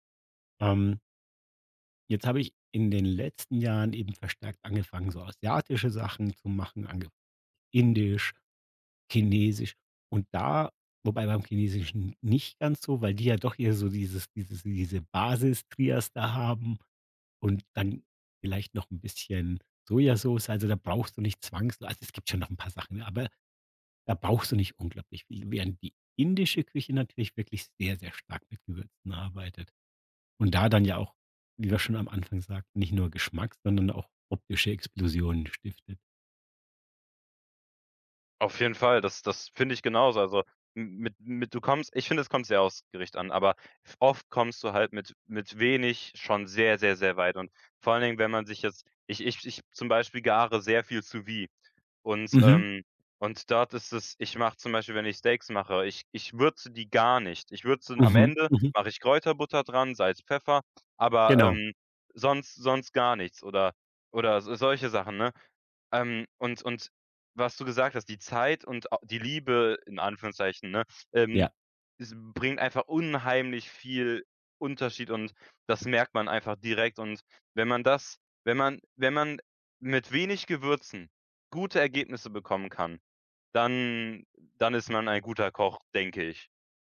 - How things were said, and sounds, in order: none
- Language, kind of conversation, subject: German, podcast, Welche Gewürze bringen dich echt zum Staunen?